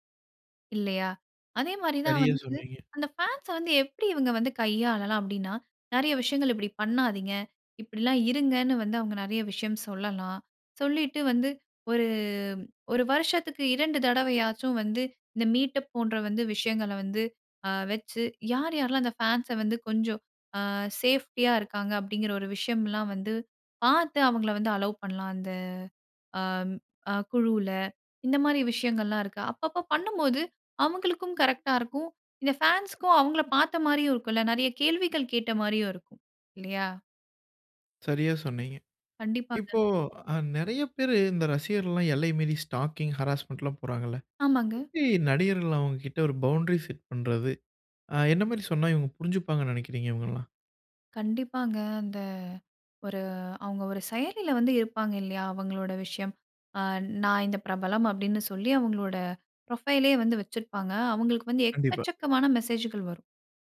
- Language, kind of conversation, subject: Tamil, podcast, ரசிகர்களுடன் நெருக்கமான உறவை ஆரோக்கியமாக வைத்திருக்க என்னென்ன வழிமுறைகள் பின்பற்ற வேண்டும்?
- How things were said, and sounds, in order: drawn out: "ஒரு"; in English: "மீட்டப்"; in English: "அல்லோவ்"; other background noise; in English: "ஸ்டாக்கிங், ஹராஸ்மென்ட்ல்லாம்"; in English: "பவுண்டரி செட்"; drawn out: "அந்த"; in English: "புரொஃபைலே"